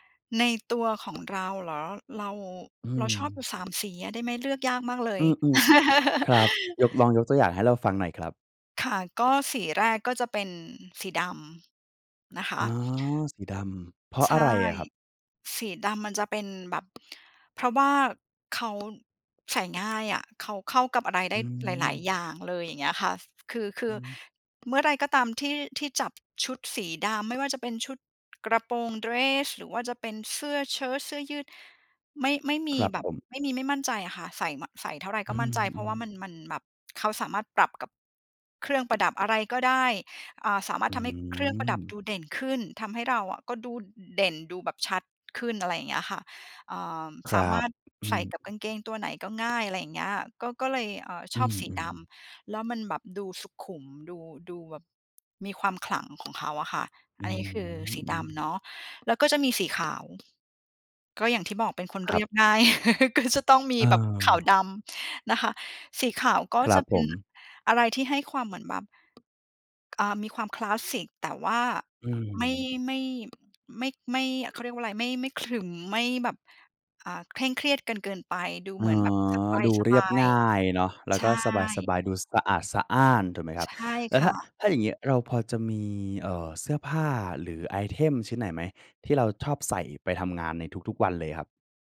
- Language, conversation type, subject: Thai, podcast, สไตล์การแต่งตัวของคุณบอกอะไรเกี่ยวกับตัวคุณบ้าง?
- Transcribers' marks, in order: other background noise; laugh; tapping; laughing while speaking: "ง่าย"; chuckle